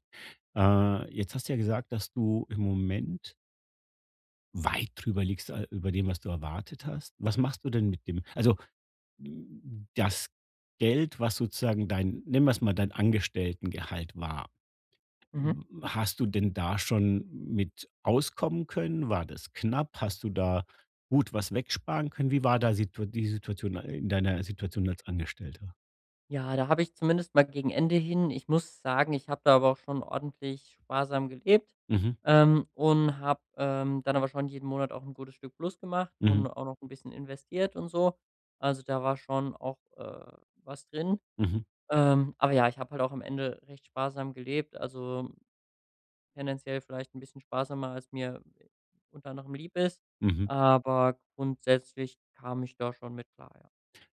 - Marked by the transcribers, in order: stressed: "weit"; other noise
- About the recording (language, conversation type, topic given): German, advice, Wie kann ich in der frühen Gründungsphase meine Liquidität und Ausgabenplanung so steuern, dass ich das Risiko gering halte?